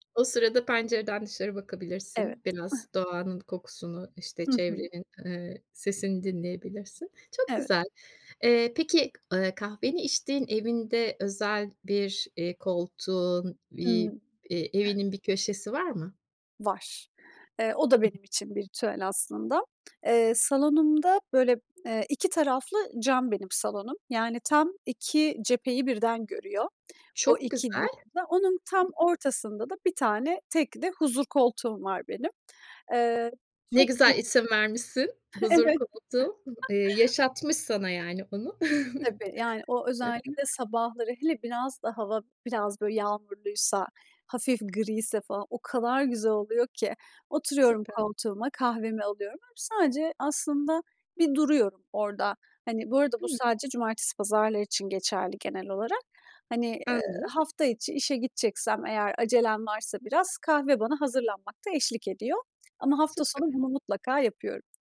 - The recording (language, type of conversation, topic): Turkish, podcast, Sabah kahve ya da çay içme ritüelin nasıl olur ve senin için neden önemlidir?
- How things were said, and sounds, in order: chuckle; chuckle; other background noise; unintelligible speech; tapping; unintelligible speech; laughing while speaking: "Evet"; chuckle